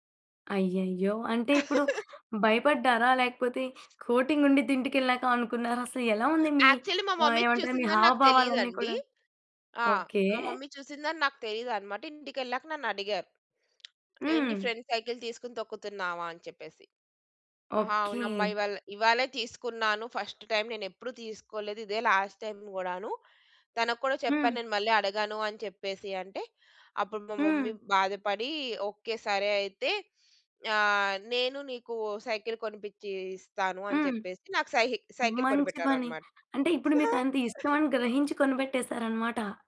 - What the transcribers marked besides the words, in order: laugh; in English: "కోటింగ్"; other background noise; in English: "యాక్చువల్లీ"; in English: "మమ్మీ"; in English: "మమ్మీ"; in English: "ఫ్రెండ్ సైకిల్"; in English: "ఫస్ట్ టైమ్"; in English: "లాస్ట్ టైమ్"; in English: "మమ్మీ"; chuckle
- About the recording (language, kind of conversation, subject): Telugu, podcast, సహాయం అవసరమైనప్పుడు మీరు ఎలా అడుగుతారు?